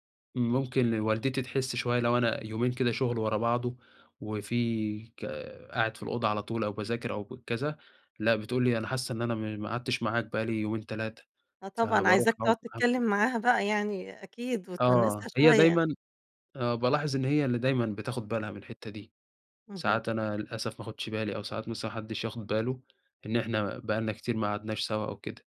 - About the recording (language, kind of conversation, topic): Arabic, podcast, إزاي بتخلي وقت فراغك يبقى فعلاً محسوب ومفيد؟
- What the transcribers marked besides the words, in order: none